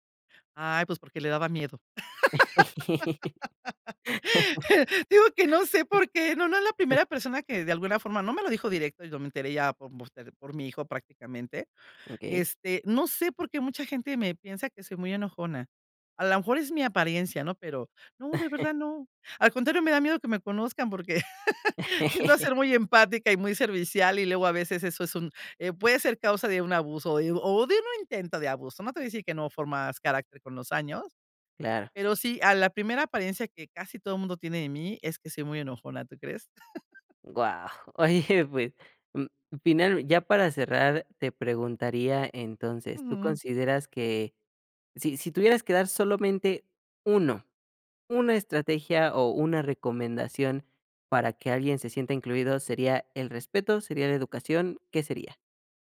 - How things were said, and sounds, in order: laugh; laughing while speaking: "digo que no sé por qué, no"; laugh; unintelligible speech; chuckle; chuckle; laugh; chuckle; laughing while speaking: "oye pues"
- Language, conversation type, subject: Spanish, podcast, ¿Qué trucos usas para que todos se sientan incluidos en la mesa?